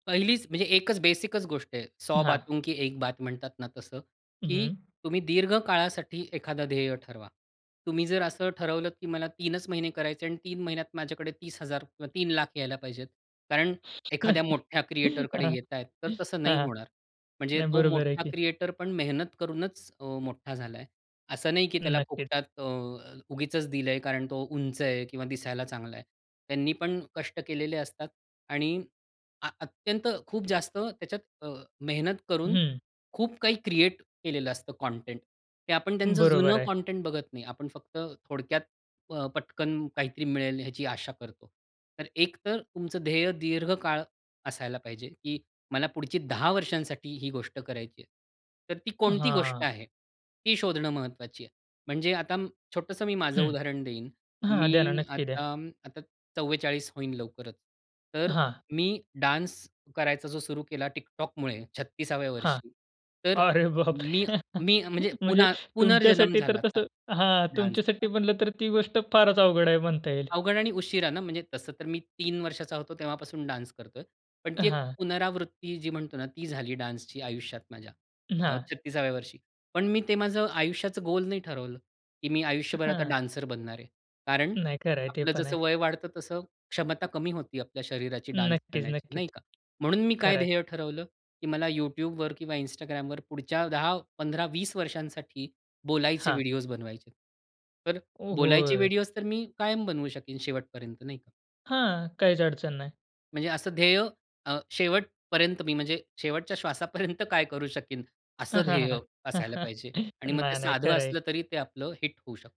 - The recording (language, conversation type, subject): Marathi, podcast, नव्या सामग्री-निर्मात्याला सुरुवात कशी करायला सांगाल?
- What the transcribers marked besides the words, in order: in English: "बेसिकच"; in Hindi: "सौ बातों की एक बात"; breath; chuckle; laughing while speaking: "हां, हां"; in English: "क्रिएटरकडे"; in English: "क्रिएटर"; in English: "क्रिएट"; in English: "काँटेंट"; in English: "काँटेंट"; in English: "डान्स"; surprised: "अरे बापरे! म्हणजे तुमच्यासाठी तर … फारच अवघड आहे"; laughing while speaking: "अरे बापरे! म्हणजे तुमच्यासाठी तर … फारच अवघड आहे"; in English: "डान्सचा"; in English: "डान्स"; in English: "डान्सची"; in English: "गोल"; in English: "डान्सर"; in English: "डान्स"; chuckle; in English: "हिट"